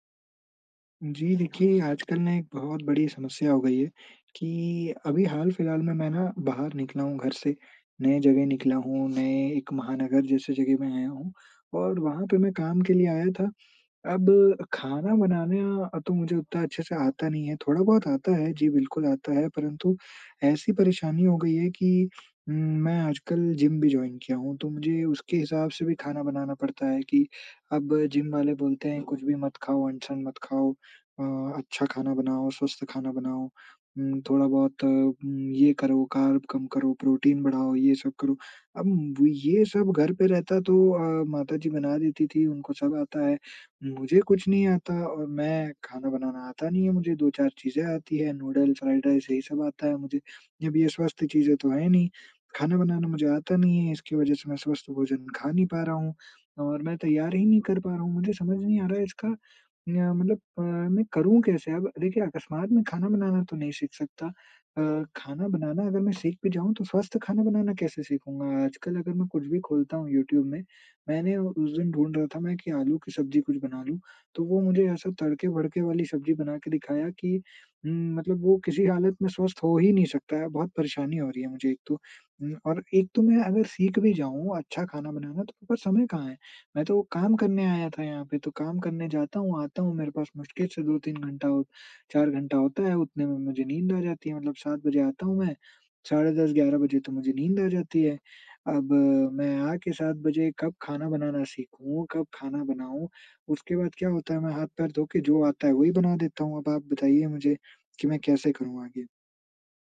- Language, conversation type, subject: Hindi, advice, खाना बनाना नहीं आता इसलिए स्वस्थ भोजन तैयार न कर पाना
- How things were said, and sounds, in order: other background noise; in English: "जॉइन"; in English: "कार्ब"